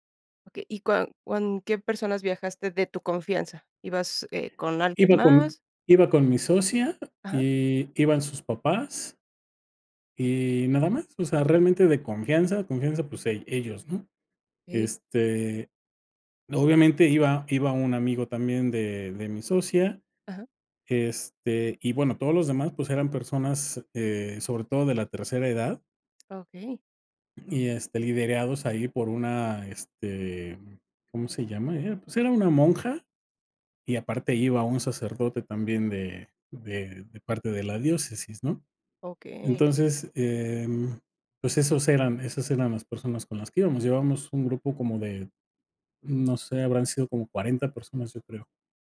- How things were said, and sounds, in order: other background noise; tapping
- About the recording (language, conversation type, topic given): Spanish, podcast, ¿Qué viaje te cambió la vida y por qué?